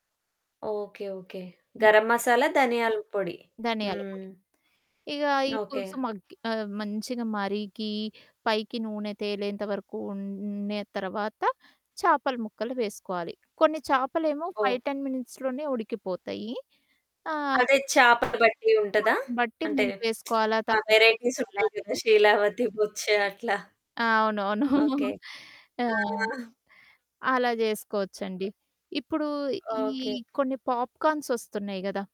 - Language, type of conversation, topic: Telugu, podcast, మసాలాలను మార్చి వంటలో కొత్త రుచిని ఎలా సృష్టిస్తారు?
- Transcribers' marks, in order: static; in English: "ఫైవ్ టెన్ మినిట్స్‌లోనే"; other background noise; lip smack; in English: "వేరైటీస్"; giggle; in English: "పాప్‌కార్న్స్"